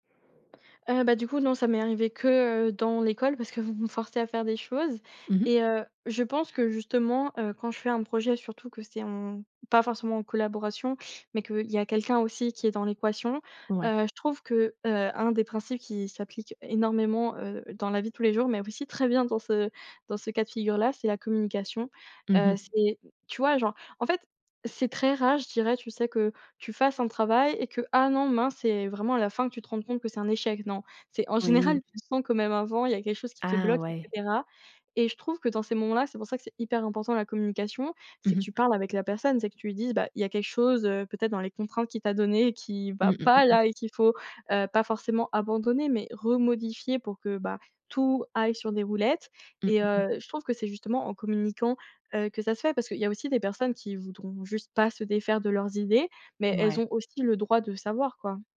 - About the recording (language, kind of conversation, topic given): French, podcast, Comment transformes-tu un échec créatif en leçon utile ?
- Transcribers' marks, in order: other background noise; stressed: "pas"